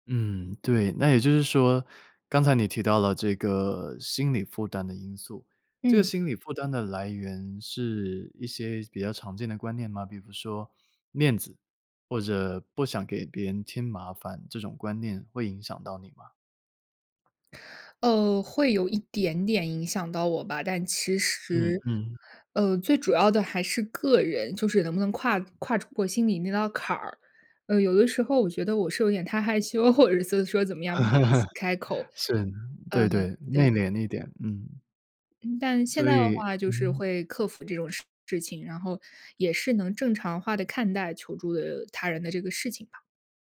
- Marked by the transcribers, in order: "比如说" said as "比服说"; laughing while speaking: "羞，或者"; laugh; other background noise
- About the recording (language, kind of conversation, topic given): Chinese, podcast, 你是什么时候学会主动开口求助的？